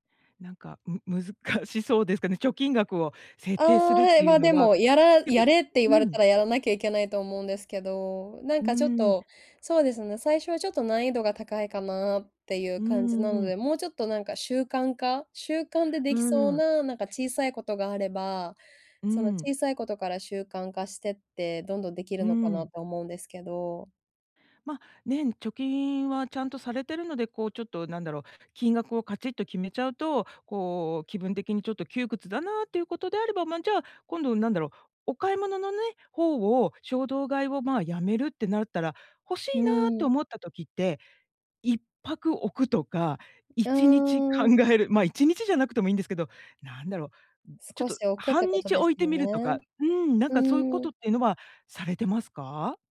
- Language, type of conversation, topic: Japanese, advice, 衝動買いを抑えるために、日常でできる工夫は何ですか？
- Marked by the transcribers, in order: laughing while speaking: "難しそうですかね"; other noise; laughing while speaking: "考える"; lip smack